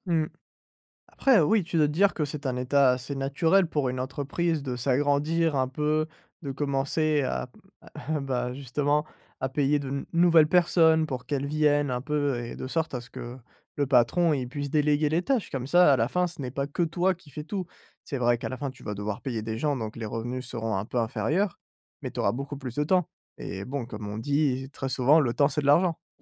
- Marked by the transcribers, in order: other background noise; laughing while speaking: "à"
- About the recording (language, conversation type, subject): French, advice, Comment gérez-vous la culpabilité de négliger votre famille et vos amis à cause du travail ?